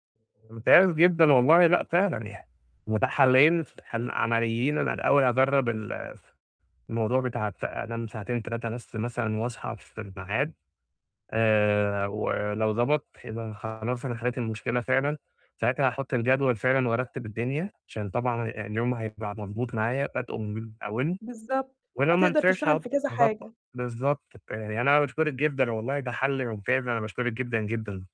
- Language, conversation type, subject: Arabic, advice, إزاي أعمل روتين لتجميع المهام عشان يوفّرلي وقت؟
- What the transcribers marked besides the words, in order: distorted speech